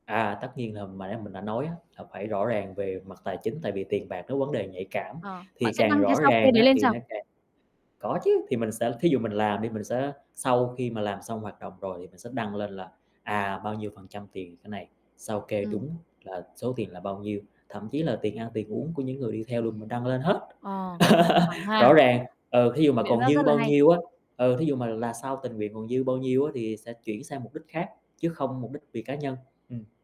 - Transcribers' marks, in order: static; other background noise; tapping; laugh; other noise
- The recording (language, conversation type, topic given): Vietnamese, podcast, Bạn có thể kể về cách tổ chức công tác hỗ trợ cứu trợ trong đợt thiên tai gần đây như thế nào?